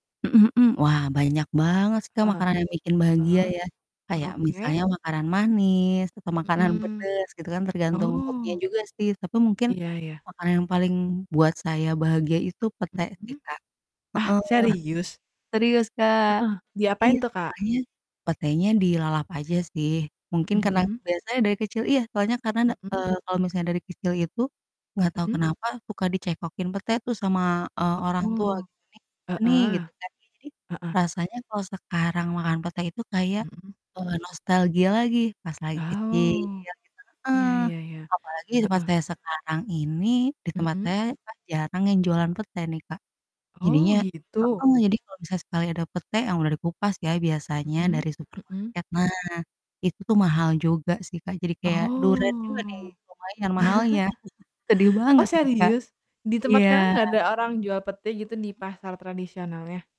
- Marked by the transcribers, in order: in English: "mood-nya"; distorted speech; drawn out: "Oh"; chuckle; chuckle; static; unintelligible speech
- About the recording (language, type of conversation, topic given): Indonesian, unstructured, Makanan apa yang paling membuat kamu bahagia saat memakannya?